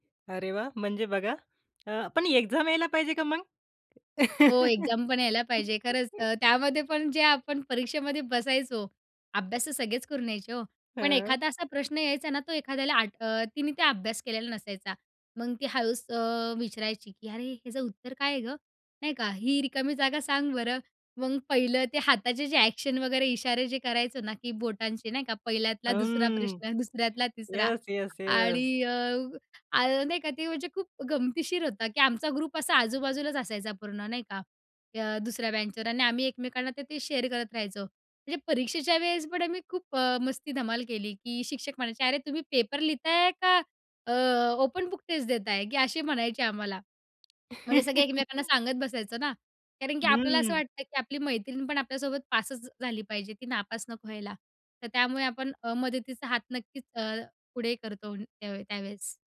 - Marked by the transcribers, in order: other background noise; in English: "एक्झाम"; in English: "एक्झामपण"; laugh; in English: "एक्शन"; in Hindi: "इशारे"; tapping; in English: "ग्रुप"; in English: "शेअर"; in English: "ओपन बुक टेस्ट"; chuckle
- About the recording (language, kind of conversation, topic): Marathi, podcast, शाळेतली कोणती सामूहिक आठवण तुम्हाला आजही आठवते?